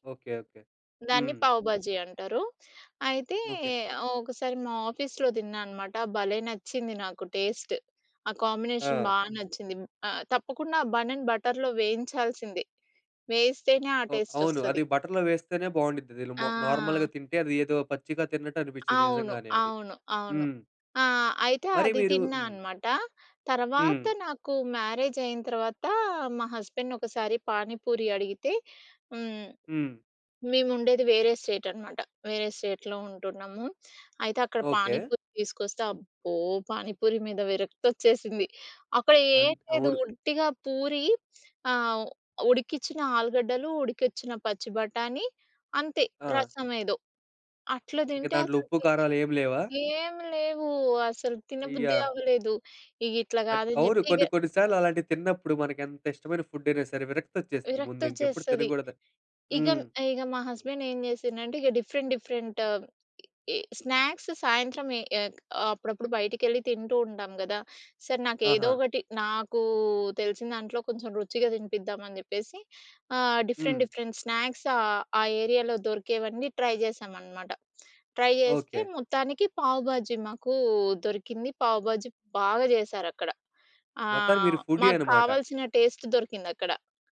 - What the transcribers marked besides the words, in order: in English: "ఆఫీస్‌లో"; in English: "టేస్ట్"; in English: "కాంబినేషన్"; in English: "బటర్‌లో"; in English: "బటర్‌లో"; in English: "నార్మల్‌గా"; other background noise; in English: "హస్బెండ్‌ని"; in English: "స్టేట్"; in English: "స్టేట్‌లో"; in English: "డిఫరెంట్, డిఫరెంట్ స్నాక్స్"; other noise; in English: "డిఫరెంట్, డిఫరెంట్ స్నాక్స్"; in English: "ఏరియాలో"; in English: "ట్రై"; in English: "ట్రై"; in English: "ఫుడ్డీ"; in English: "టేస్ట్"
- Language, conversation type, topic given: Telugu, podcast, స్ట్రీట్ ఫుడ్ రుచి ఎందుకు ప్రత్యేకంగా అనిపిస్తుంది?